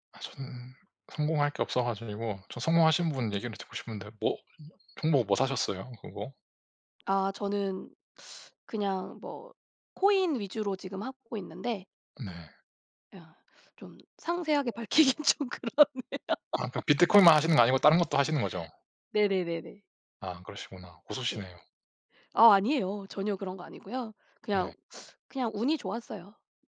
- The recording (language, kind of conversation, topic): Korean, unstructured, 돈에 관해 가장 놀라운 사실은 무엇인가요?
- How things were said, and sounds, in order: other background noise; background speech; laughing while speaking: "밝히긴 좀 그러네요"